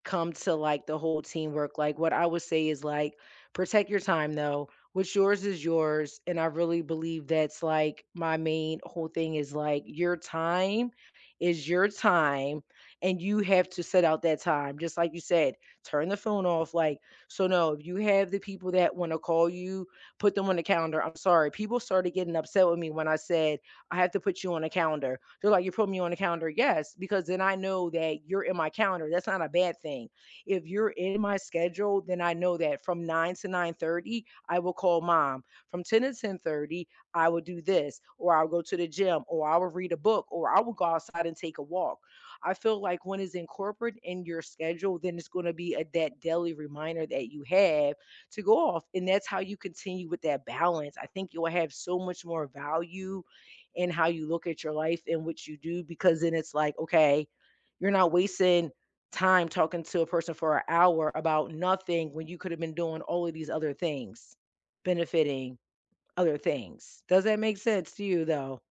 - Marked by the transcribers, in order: stressed: "have"
- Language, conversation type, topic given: English, unstructured, Which part of your workday do you fiercely protect so the rest of your day goes better?
- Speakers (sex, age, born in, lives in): female, 45-49, United States, United States; male, 60-64, United States, United States